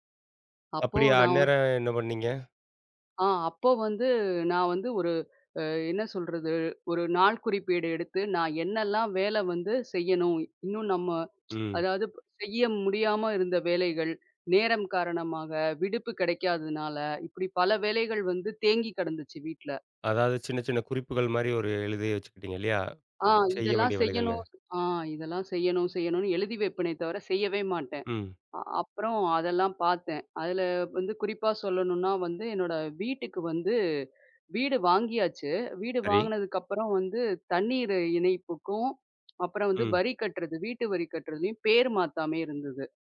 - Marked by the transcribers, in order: other background noise
- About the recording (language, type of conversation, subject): Tamil, podcast, உத்வேகம் இல்லாதபோது நீங்கள் உங்களை எப்படி ஊக்கப்படுத்திக் கொள்வீர்கள்?